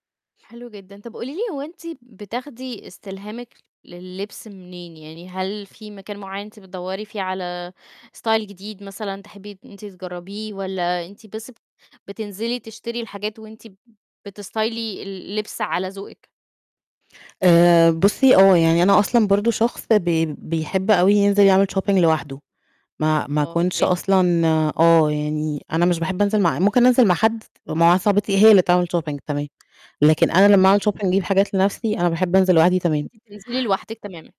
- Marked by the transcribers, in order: in English: "style"; in English: "بستايلي"; in English: "shopping"; in English: "shopping"; in English: "shopping"
- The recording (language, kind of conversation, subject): Arabic, podcast, احكيلي عن أول مرة حسّيتي إن لبسك بيعبر عنك؟